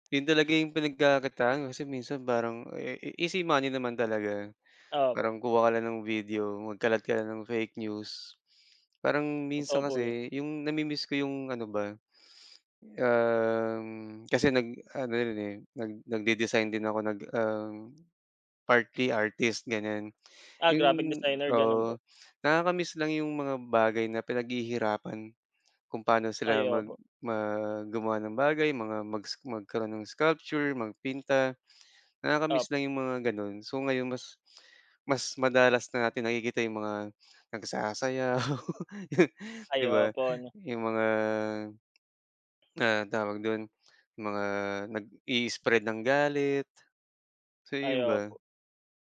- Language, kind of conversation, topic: Filipino, unstructured, Paano mo tinitingnan ang epekto ng social media sa kalusugan ng isip?
- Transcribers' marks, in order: tapping; in English: "partly artist"; laughing while speaking: "nagsasayaw"; laugh